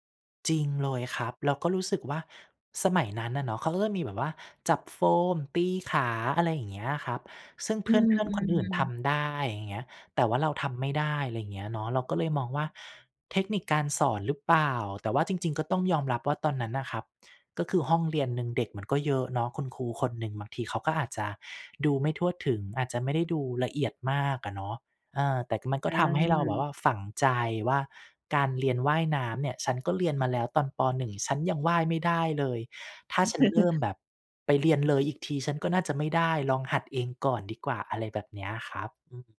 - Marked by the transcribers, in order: chuckle
- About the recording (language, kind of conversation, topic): Thai, podcast, ถ้าจะเริ่มพัฒนาตนเอง คำแนะนำแรกที่ควรทำคืออะไร?